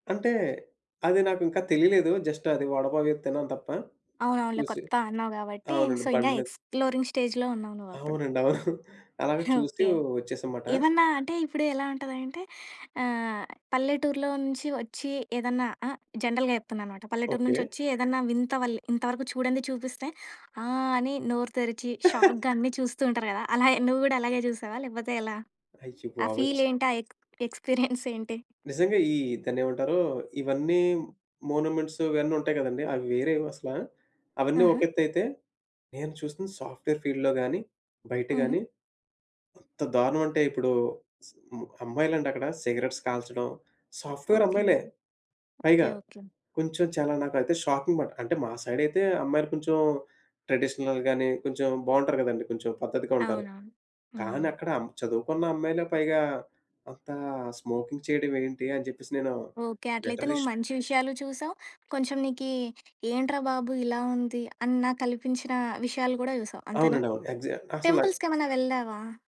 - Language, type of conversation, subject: Telugu, podcast, ఒంటరి ప్రయాణంలో సురక్షితంగా ఉండేందుకు మీరు పాటించే ప్రధాన నియమాలు ఏమిటి?
- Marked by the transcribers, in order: in English: "జస్ట్"; other background noise; in English: "సో"; in English: "ఎక్స్‌ప్లోరింగ్ స్టేజ్‌లో"; chuckle; in English: "జనరల్‌గా"; in English: "షాక్‌గా"; chuckle; in English: "ఫీల్"; in English: "ఎక్ ఎక్స్‌పీరియన్స్"; chuckle; in English: "మోనోమేంట్స్"; in English: "సాఫ్ట్‌వేర్ ఫీల్డ్‌లో"; in English: "సిగరెట్స్"; in English: "సాఫ్ట్‌వేర్"; in English: "షాకింగ్ బట్"; in English: "సైడ్"; in English: "ట్రెడిషనల్"; in English: "స్మోకింగ్"; in English: "లటరల్లీ"